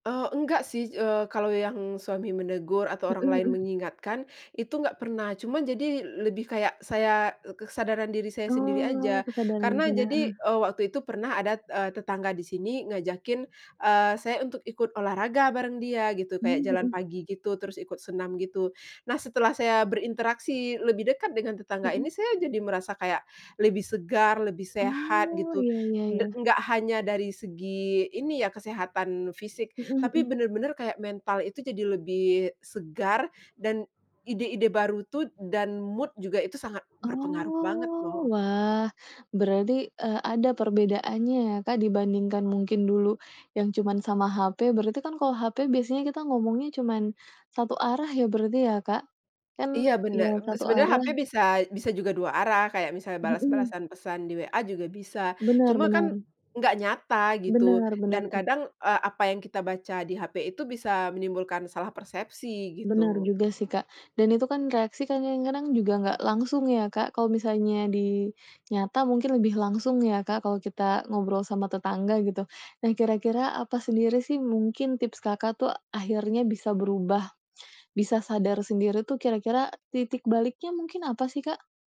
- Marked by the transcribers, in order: other background noise; in English: "mood"
- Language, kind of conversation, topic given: Indonesian, podcast, Apa saja tanda bahwa hubungan daring mulai membuat kamu merasa kesepian di dunia nyata?